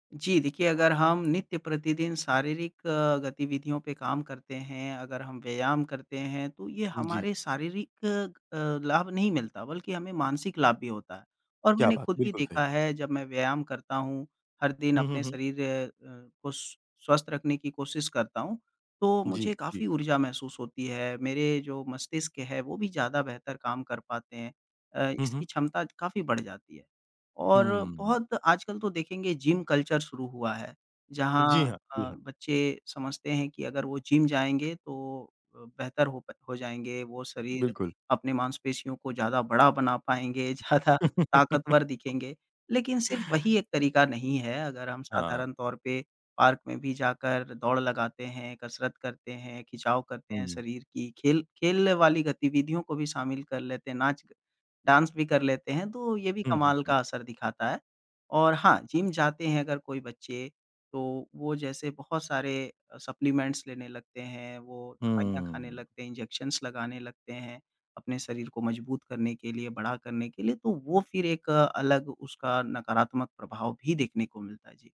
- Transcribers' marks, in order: tapping; in English: "जिम कल्चर"; laughing while speaking: "बना पाएँगे, ज़्यादा"; laugh; in English: "डांस"; in English: "सप्लीमेंट्स"; in English: "इंजेक्शंस"
- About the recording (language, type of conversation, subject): Hindi, podcast, नई स्वस्थ आदत शुरू करने के लिए आपका कदम-दर-कदम तरीका क्या है?